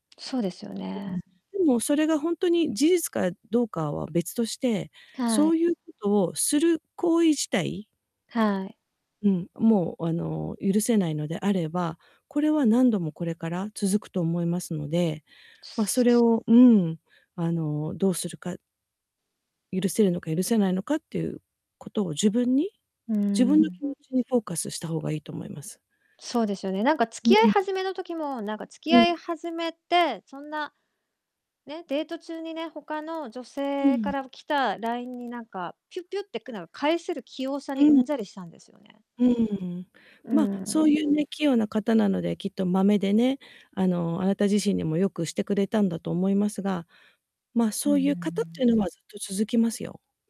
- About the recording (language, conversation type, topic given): Japanese, advice, パートナーの浮気を疑って不安なのですが、どうすればよいですか？
- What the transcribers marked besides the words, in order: distorted speech